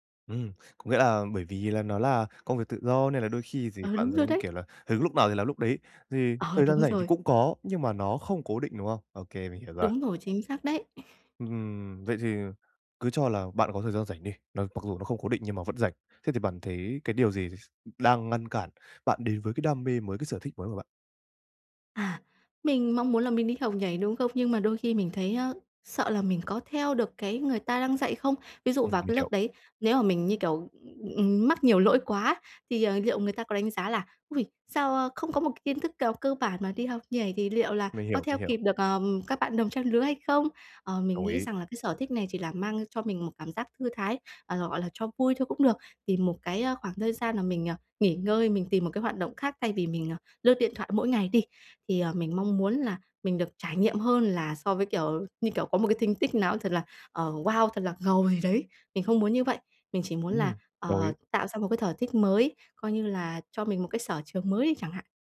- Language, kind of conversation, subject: Vietnamese, advice, Làm sao để tìm thời gian cho sở thích cá nhân của mình?
- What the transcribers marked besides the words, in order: other background noise; tapping